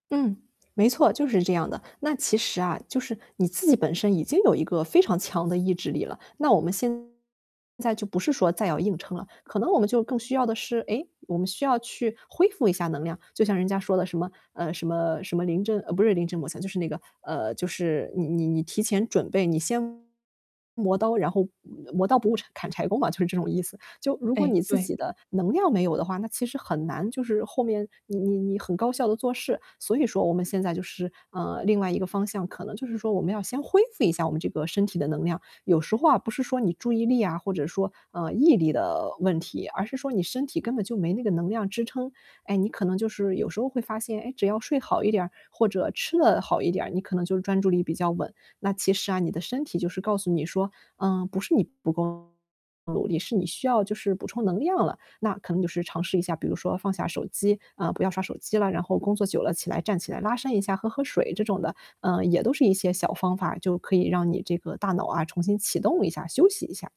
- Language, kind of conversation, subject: Chinese, advice, 你因精力不足而无法长时间保持专注的情况是怎样的？
- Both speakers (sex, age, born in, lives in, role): female, 30-34, China, Germany, advisor; female, 40-44, China, France, user
- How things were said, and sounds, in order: other background noise; distorted speech; tapping